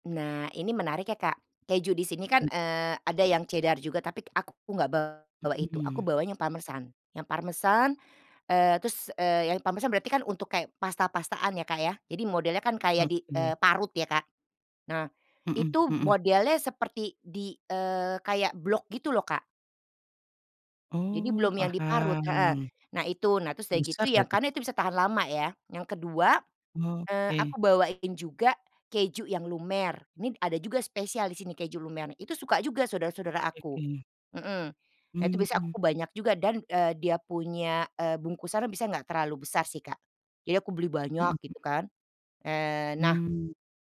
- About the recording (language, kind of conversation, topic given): Indonesian, podcast, Makanan apa yang selalu kamu bawa saat mudik?
- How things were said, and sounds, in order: tapping